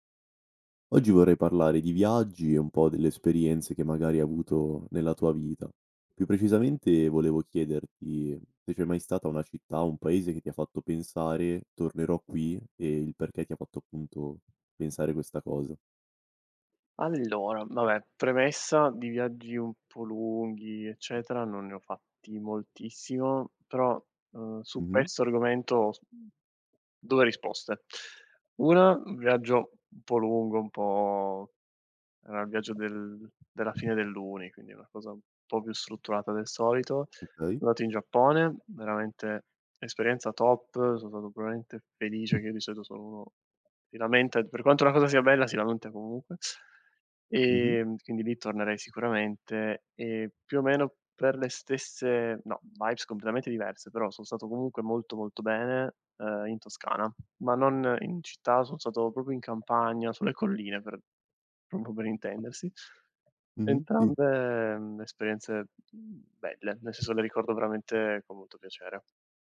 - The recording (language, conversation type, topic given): Italian, podcast, Quale città o paese ti ha fatto pensare «tornerò qui» e perché?
- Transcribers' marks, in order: tapping; other background noise; "stato" said as "zato"; teeth sucking; in English: "vibes"; "proprio" said as "propio"; "proprio" said as "propo"; teeth sucking; "senso" said as "seso"